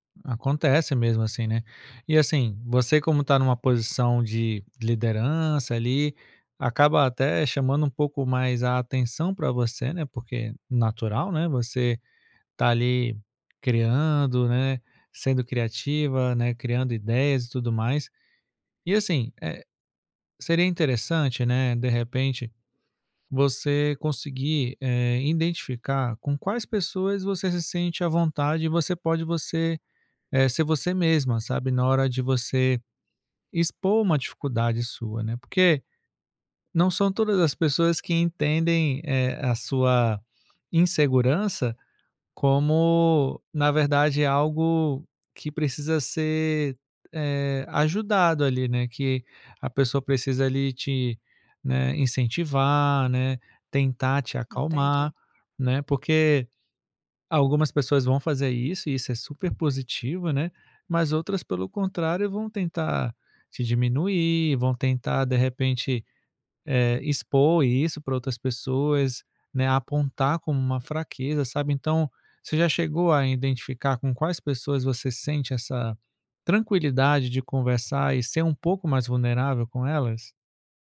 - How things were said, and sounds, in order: "identificar" said as "indentificar"; "identificar" said as "indentificar"
- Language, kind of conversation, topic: Portuguese, advice, Como posso expressar minha criatividade sem medo de críticas?